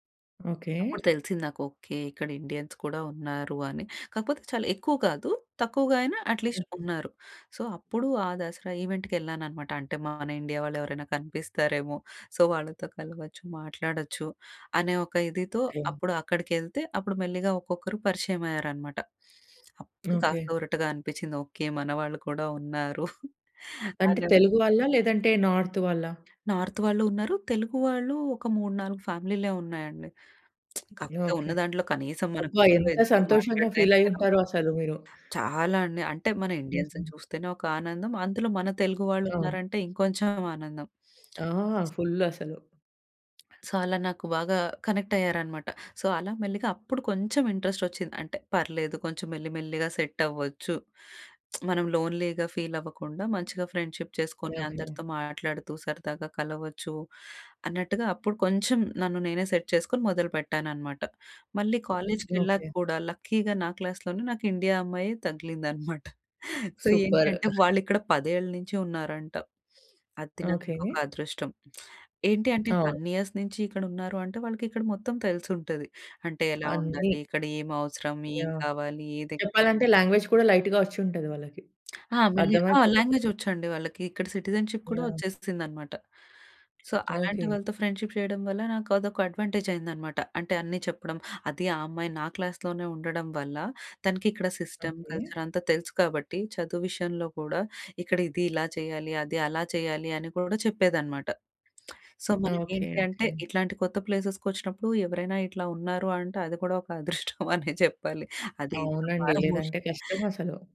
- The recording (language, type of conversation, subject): Telugu, podcast, ఒక నగరాన్ని సందర్శిస్తూ మీరు కొత్తదాన్ని కనుగొన్న అనుభవాన్ని కథగా చెప్పగలరా?
- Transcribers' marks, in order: in English: "ఇండియన్స్"; in English: "అట్లీస్ట్"; in English: "సో"; in English: "ఈవెంట్‌కి"; in English: "సో"; tapping; chuckle; in English: "నార్త్"; in English: "నార్త్"; lip smack; in English: "ఫీల్"; in English: "ఇండియన్స్‌ని"; in English: "ఫుల్ల్"; other background noise; in English: "సో"; in English: "కనెక్ట్"; in English: "సో"; in English: "ఇంట్రెస్ట్"; in English: "సెట్"; lip smack; in English: "లోన్లీగా ఫీల్"; in English: "ఫ్రెండ్షిప్"; in English: "సెట్"; in English: "కాలేజ్‌కెళ్ళాక"; in English: "లక్కీగా"; in English: "క్లాస్‌లోనే"; in English: "సూపర్!"; chuckle; in English: "సో"; other noise; sniff; in English: "ఇయర్స్"; in English: "లాంగ్వేజ్"; in English: "లైట్‌గా"; in English: "లాంగ్వేజ్"; in English: "సిటిజన్షిప్"; in English: "సో"; in English: "ఫ్రెండ్షిప్"; in English: "అడ్వాంటేజ్"; in English: "క్లాస్‌లోనే"; in English: "సిస్టమ్, కల్చర్"; in English: "సో"; in English: "ప్లేసెస్‌కొచ్చినప్పుడు"; laughing while speaking: "అనే చెప్పాలి"; unintelligible speech